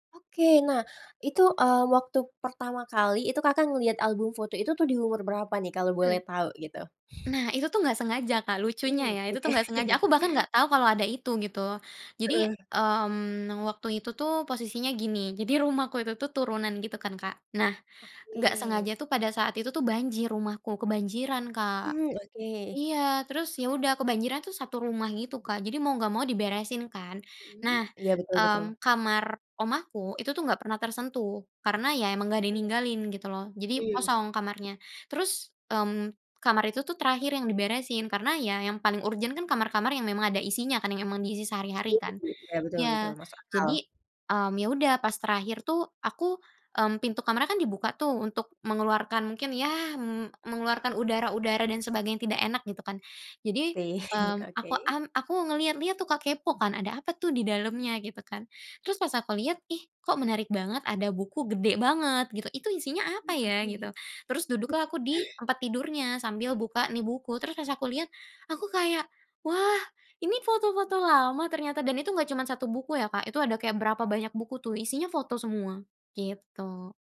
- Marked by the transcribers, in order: laughing while speaking: "oke"; unintelligible speech; chuckle; tapping; chuckle
- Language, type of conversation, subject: Indonesian, podcast, Benda peninggalan keluarga apa yang paling berarti buatmu, dan kenapa?